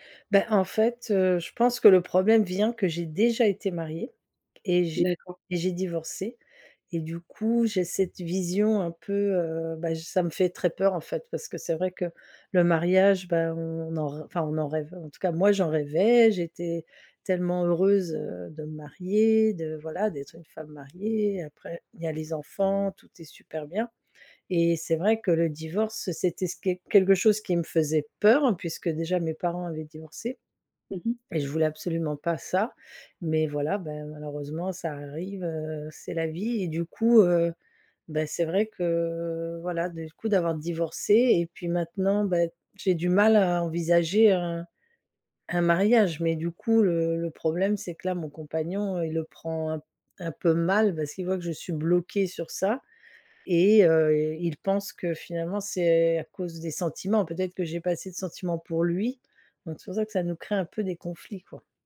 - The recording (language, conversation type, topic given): French, advice, Comment puis-je surmonter mes doutes concernant un engagement futur ?
- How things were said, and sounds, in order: other background noise; stressed: "peur"; drawn out: "que"